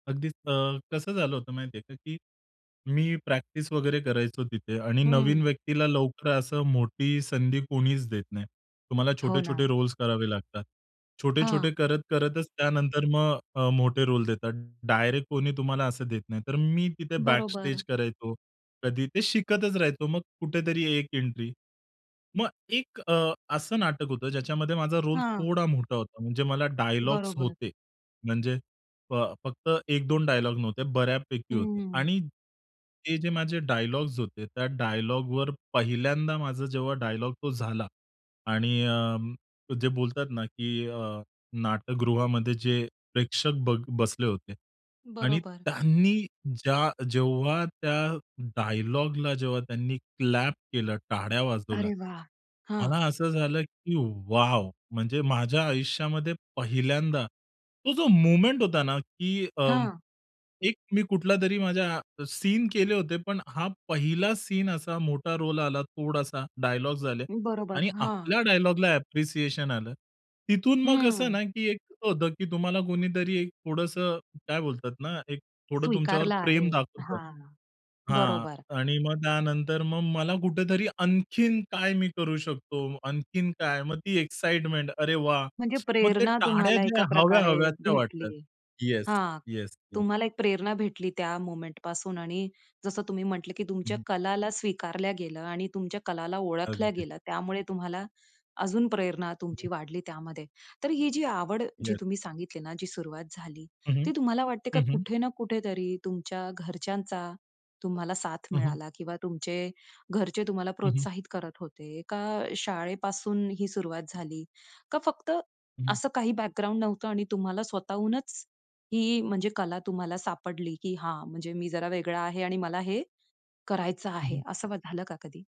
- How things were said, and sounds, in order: in English: "रोल्स"; in English: "रोल"; in English: "रोल"; tapping; "टाळ्या" said as "टाड्या वाजवल्या"; stressed: "वाव!"; in English: "मोमेंट"; in English: "रोल"; in English: "अप्रिसिएशन"; other noise; in English: "एक्साइटमेंट"; other background noise; "टाळ्या" said as "टाड्या"; in English: "मोमेंटपासून"
- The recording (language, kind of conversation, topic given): Marathi, podcast, एखादी कला ज्यात तुम्हाला पूर्णपणे हरवून जायचं वाटतं—ती कोणती?